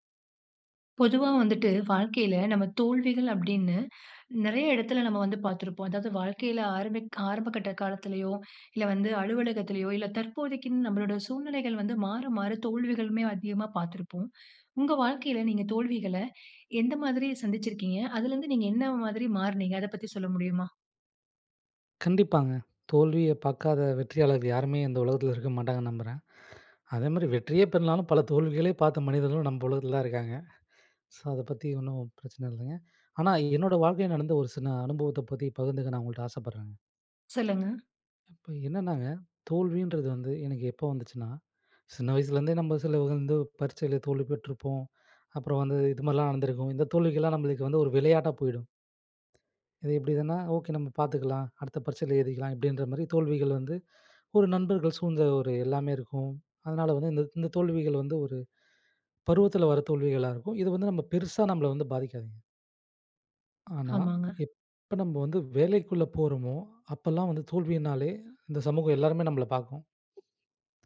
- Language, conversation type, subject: Tamil, podcast, தோல்விகள் உங்கள் படைப்பை எவ்வாறு மாற்றின?
- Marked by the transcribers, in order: "தோல்விகளை" said as "தோல்விகள"; "பெறலைனாலும்" said as "பெறலனாலும்"; other noise; trusting: "இது இப்டி இதனா ஓகே நம்ம பார்த்துக்கலாம். அடுத்த பரீட்சையில எழுதிக்கலாம்"; "இதுன்னா" said as "இதனா"